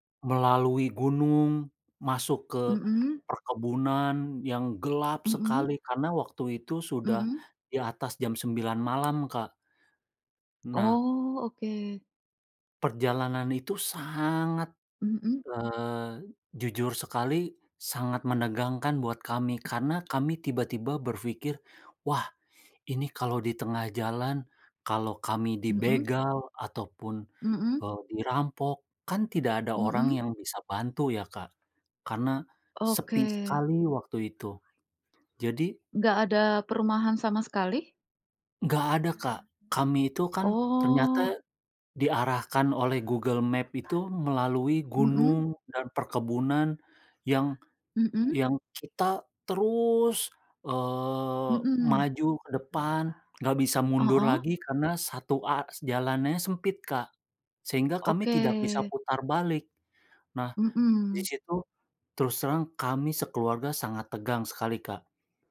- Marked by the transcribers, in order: tapping; other background noise
- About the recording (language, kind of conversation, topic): Indonesian, unstructured, Apa destinasi liburan favoritmu, dan mengapa kamu menyukainya?